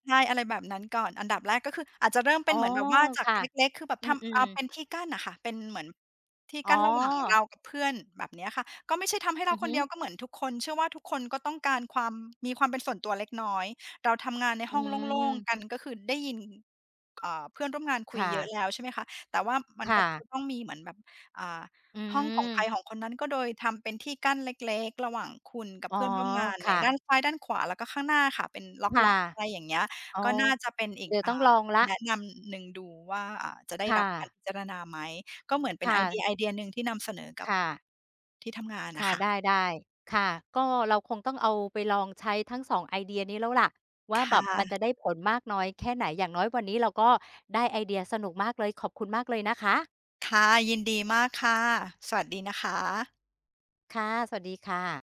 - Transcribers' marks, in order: drawn out: "อ๋อ"; drawn out: "อ๋อ"; other background noise; singing: "อืม"; put-on voice: "อืม"; singing: "อ๋อ"; wind; tapping
- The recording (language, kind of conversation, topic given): Thai, advice, สภาพแวดล้อมที่บ้านหรือที่ออฟฟิศทำให้คุณโฟกัสไม่ได้อย่างไร?